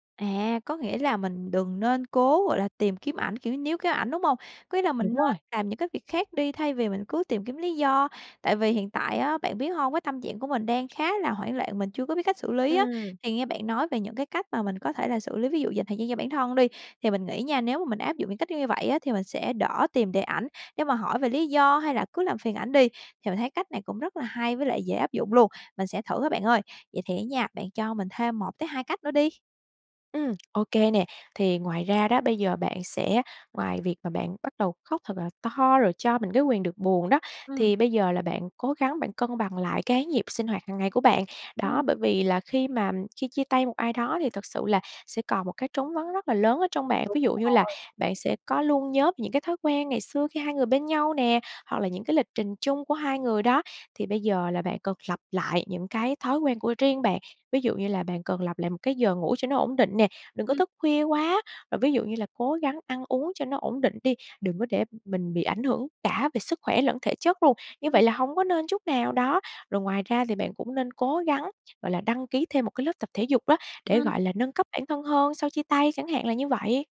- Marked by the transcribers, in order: tapping; other background noise
- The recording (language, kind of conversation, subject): Vietnamese, advice, Bạn đang cảm thấy thế nào sau một cuộc chia tay đột ngột mà bạn chưa kịp chuẩn bị?